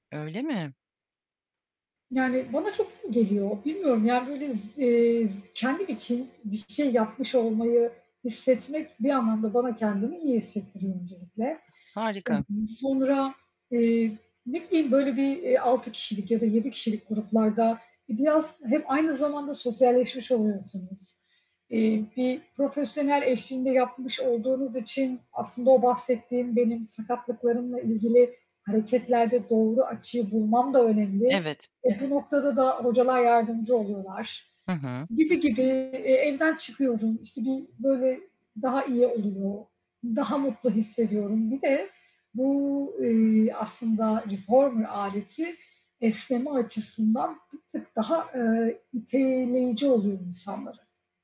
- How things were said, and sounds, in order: mechanical hum; tapping; other background noise; distorted speech; in English: "reformer"
- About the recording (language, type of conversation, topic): Turkish, advice, İş, aile ve egzersiz arasında zamanı nasıl daha iyi yönetebilirim?